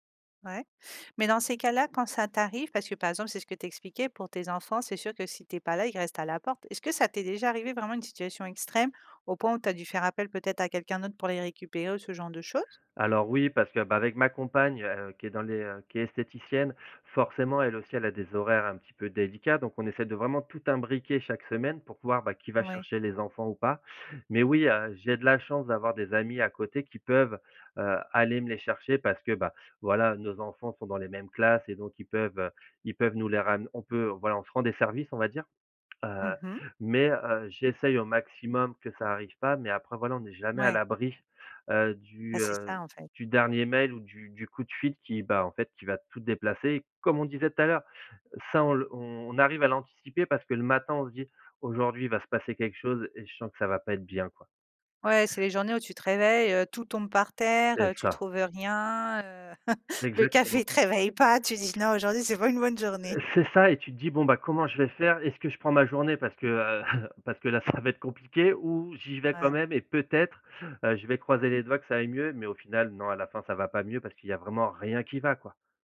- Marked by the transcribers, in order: other background noise; chuckle; laughing while speaking: "Le café te réveille pas … une bonne journée"; chuckle; tapping; stressed: "rien"
- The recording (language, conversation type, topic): French, podcast, Comment concilier le travail et la vie de couple sans s’épuiser ?